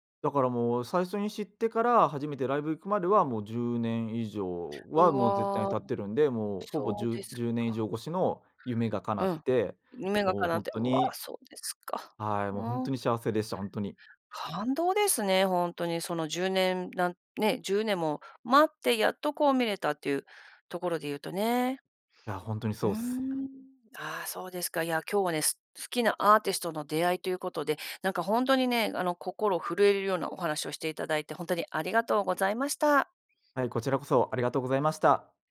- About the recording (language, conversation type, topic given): Japanese, podcast, 好きなアーティストとはどんなふうに出会いましたか？
- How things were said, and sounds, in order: other background noise